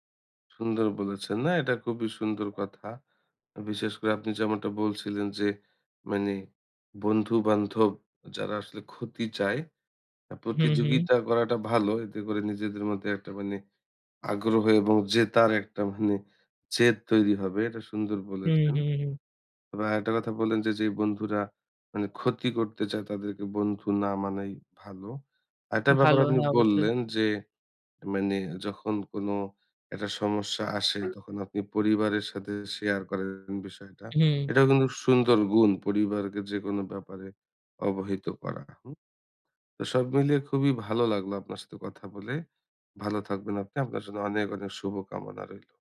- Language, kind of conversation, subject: Bengali, podcast, আপনি আত্মবিশ্বাস হারানোর পর কীভাবে আবার আত্মবিশ্বাস ফিরে পেয়েছেন?
- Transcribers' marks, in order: chuckle